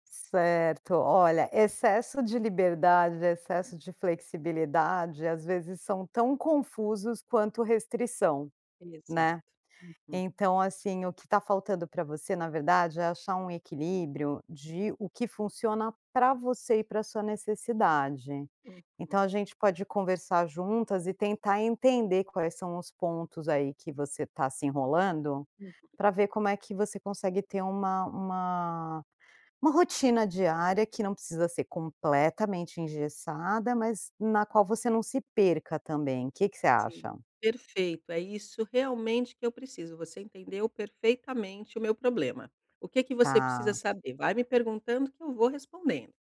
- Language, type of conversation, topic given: Portuguese, advice, Como posso manter horários regulares mesmo com uma rotina variável?
- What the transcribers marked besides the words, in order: none